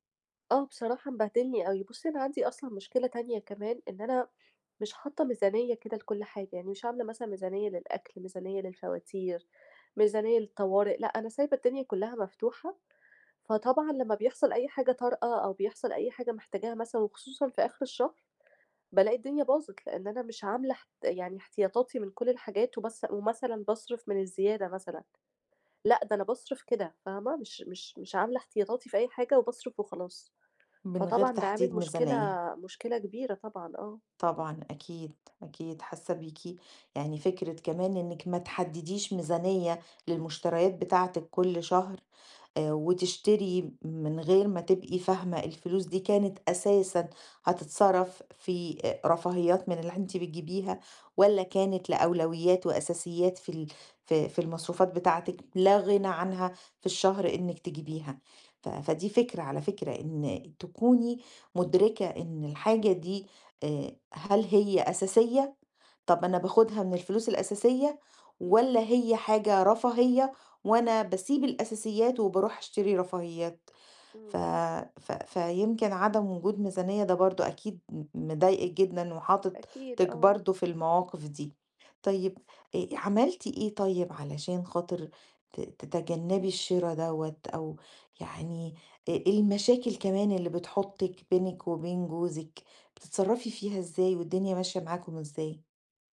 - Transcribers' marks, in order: tapping; other background noise; "وحاطِك" said as "حاططتك"
- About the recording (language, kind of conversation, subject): Arabic, advice, إزاي أتعلم أتسوّق بذكاء وأمنع نفسي من الشراء بدافع المشاعر؟